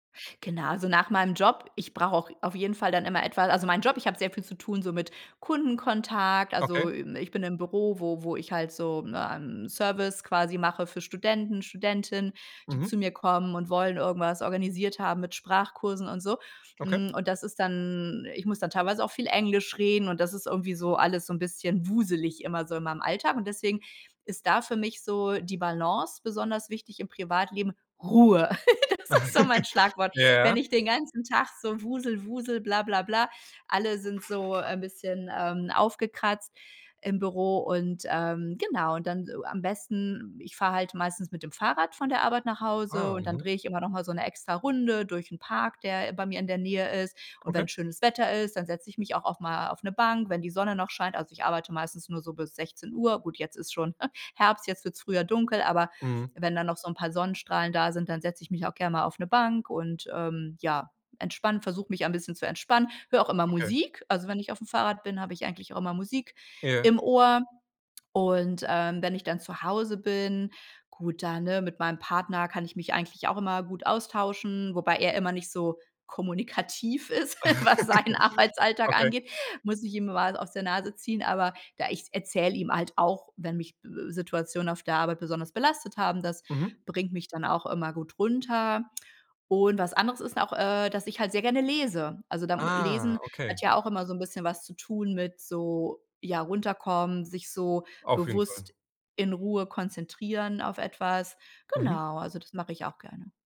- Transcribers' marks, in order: other noise; stressed: "Ruhe"; laugh; other background noise; chuckle; chuckle; chuckle; laughing while speaking: "was seinen"
- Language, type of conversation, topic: German, podcast, Wie schaffst du die Balance zwischen Arbeit und Privatleben?